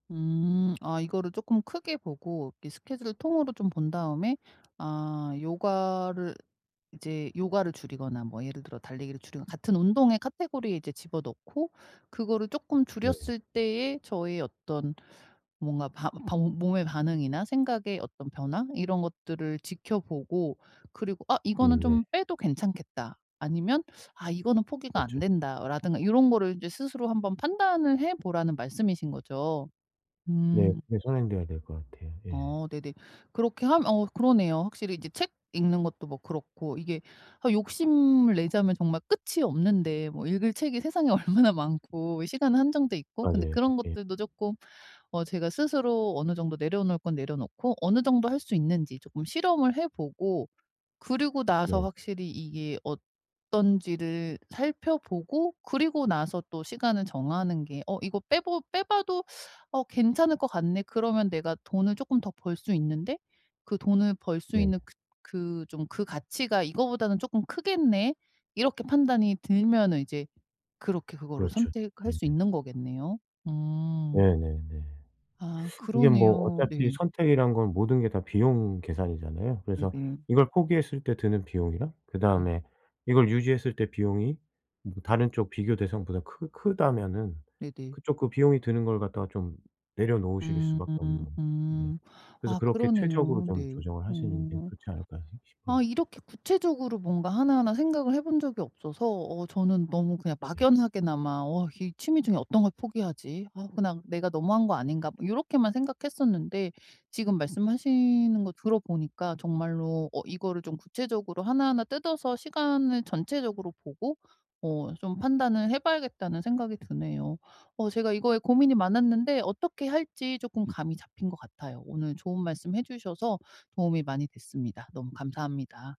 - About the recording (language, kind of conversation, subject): Korean, advice, 많은 취미 중에서 어떤 것을 먼저 할지 어떻게 우선순위를 정하면 좋을까요?
- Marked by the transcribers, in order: other background noise; laughing while speaking: "얼마나"; tapping; teeth sucking